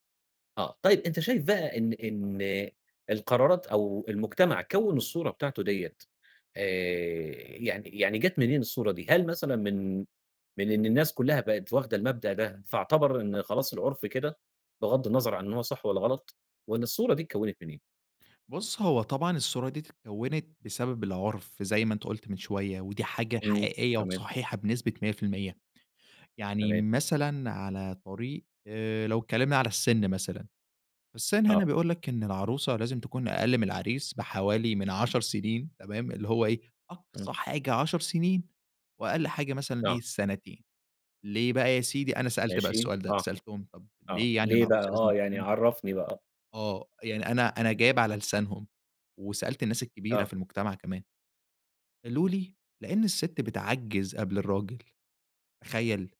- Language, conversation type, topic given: Arabic, podcast, إزاي بتتعامل مع ضغط الناس عليك إنك تاخد قرار بسرعة؟
- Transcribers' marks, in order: none